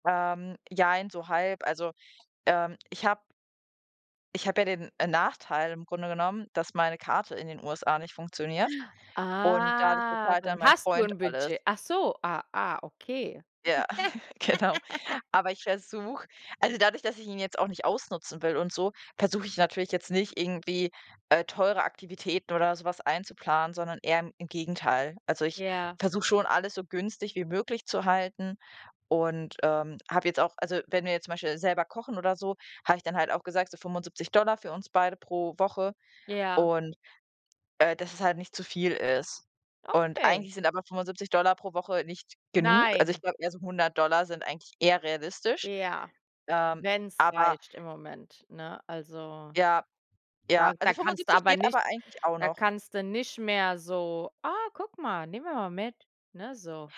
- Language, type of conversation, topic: German, unstructured, Wie gehst du mit deinem Taschengeld um?
- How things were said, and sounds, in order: drawn out: "Ah"; chuckle; laughing while speaking: "genau"; laugh; put-on voice: "Ah, guck mal, nehmen wir mal mit"